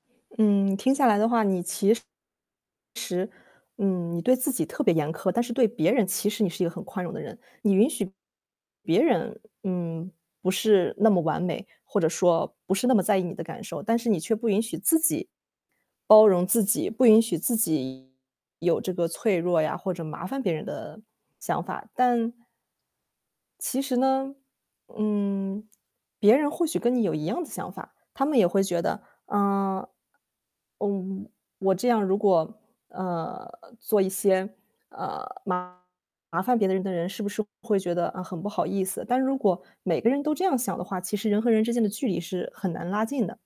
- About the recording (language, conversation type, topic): Chinese, advice, 你是否会觉得寻求帮助是一种软弱或丢脸的表现？
- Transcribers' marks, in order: distorted speech; tapping